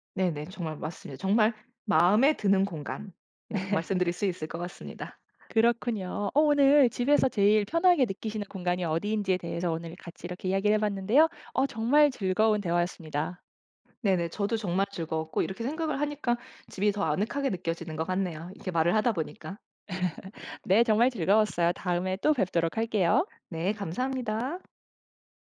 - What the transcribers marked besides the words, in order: tapping; laugh; other background noise; laugh
- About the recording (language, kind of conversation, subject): Korean, podcast, 집에서 가장 편안한 공간은 어디인가요?